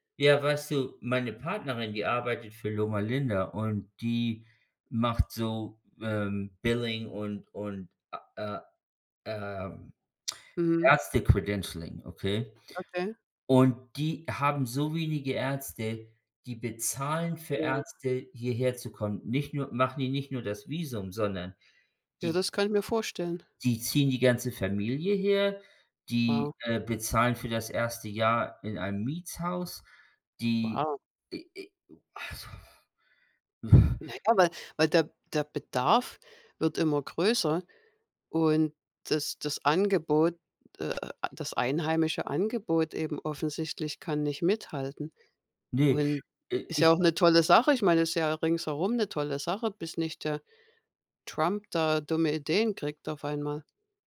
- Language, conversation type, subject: German, unstructured, Warum war die Entdeckung des Penicillins so wichtig?
- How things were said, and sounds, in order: in English: "Billing"; tongue click; in English: "Ärzte-Credentialing"; sad: "also"; sigh